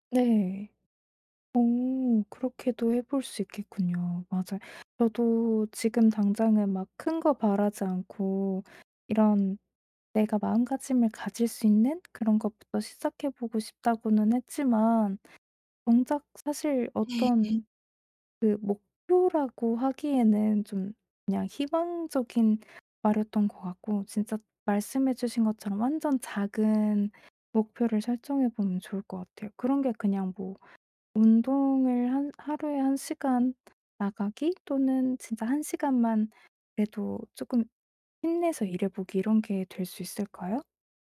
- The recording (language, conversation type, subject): Korean, advice, 번아웃을 겪는 지금, 현실적인 목표를 세우고 기대치를 조정하려면 어떻게 해야 하나요?
- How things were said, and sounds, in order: tapping; other background noise